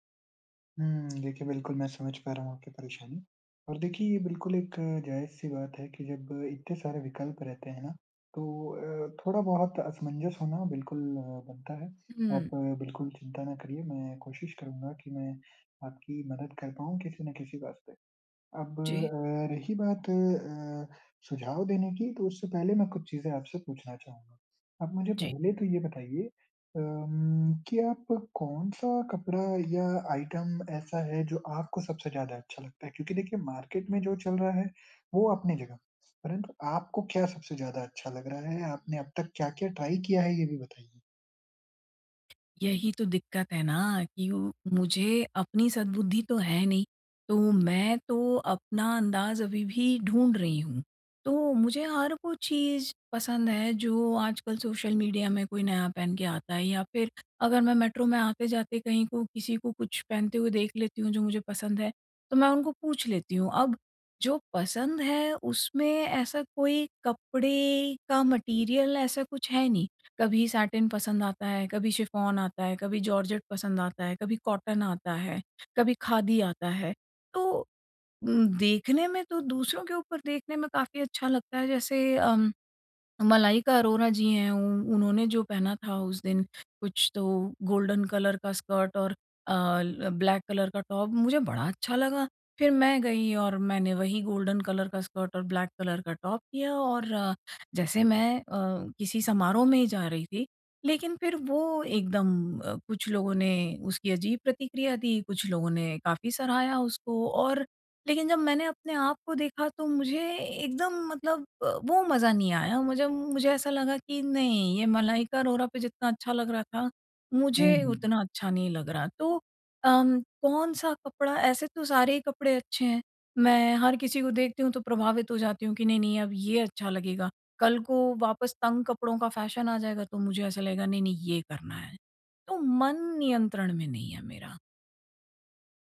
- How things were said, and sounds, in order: in English: "आइटम"; in English: "ट्राई"; in English: "मैटेरियल"; in English: "गोल्डन कलर"; in English: "ब्लैक कलर"; in English: "गोल्डन कलर"; in English: "ब्लैक कलर"
- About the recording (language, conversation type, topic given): Hindi, advice, मैं सही साइज और फिट कैसे चुनूँ?